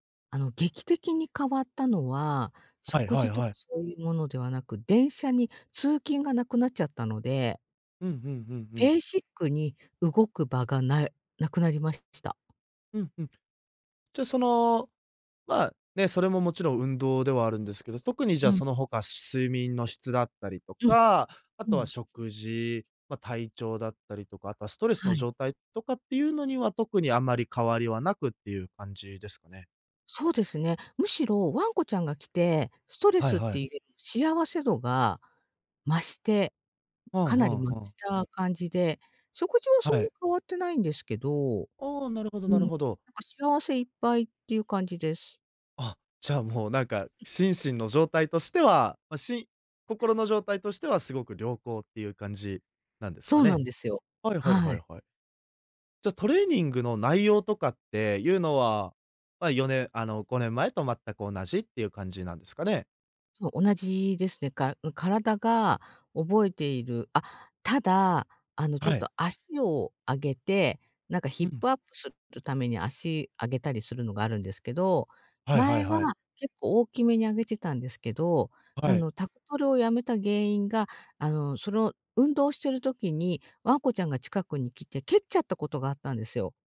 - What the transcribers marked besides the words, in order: unintelligible speech; unintelligible speech
- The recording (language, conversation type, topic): Japanese, advice, 筋力向上や体重減少が停滞しているのはなぜですか？